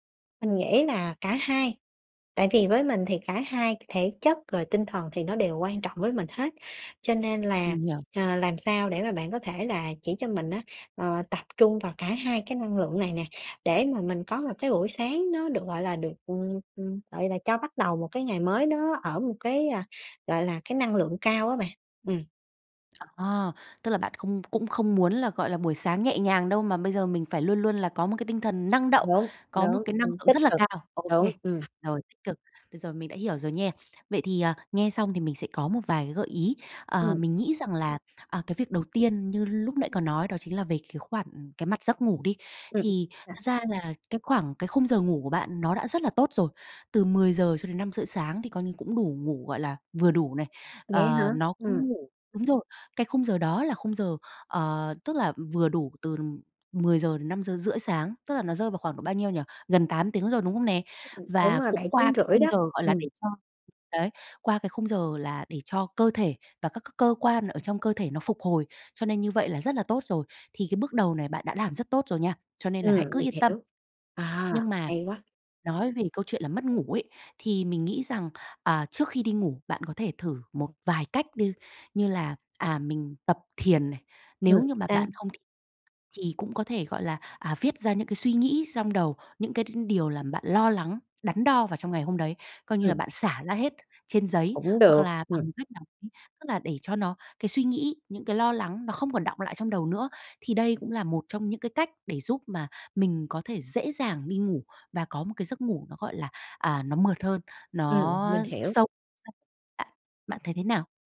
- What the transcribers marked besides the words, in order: other background noise; tapping; unintelligible speech; unintelligible speech
- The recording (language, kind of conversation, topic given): Vietnamese, advice, Làm sao để có buổi sáng tràn đầy năng lượng và bắt đầu ngày mới tốt hơn?